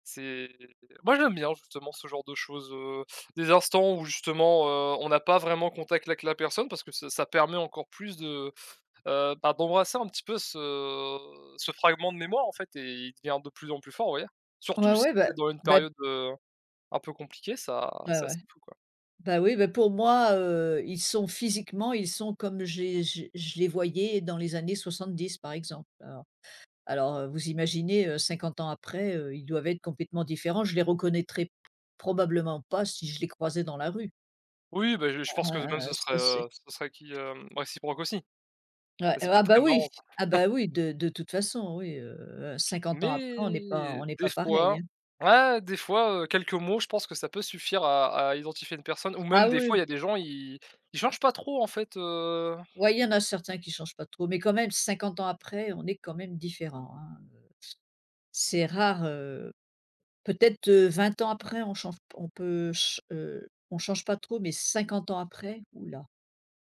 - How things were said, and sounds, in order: drawn out: "C'est"; stressed: "moi"; chuckle; tapping; drawn out: "Mais"; stressed: "cinquante"
- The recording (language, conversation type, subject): French, unstructured, Quels souvenirs d’enfance te rendent encore nostalgique aujourd’hui ?